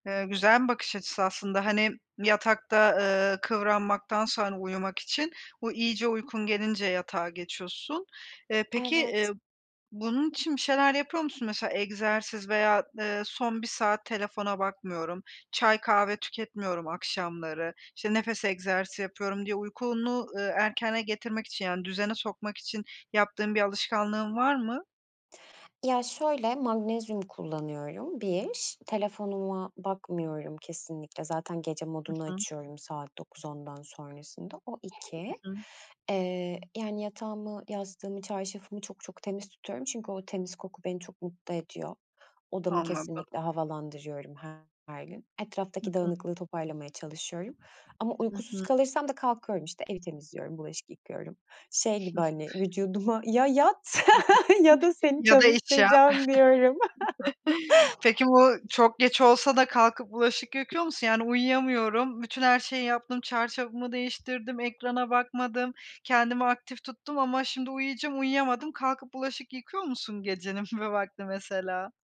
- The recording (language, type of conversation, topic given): Turkish, podcast, Uyku düzenini iyileştirmek için neler yapıyorsun?
- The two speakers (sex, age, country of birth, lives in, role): female, 30-34, Turkey, Spain, host; female, 35-39, Turkey, Greece, guest
- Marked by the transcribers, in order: other background noise; giggle; unintelligible speech; chuckle; laugh; chuckle; tapping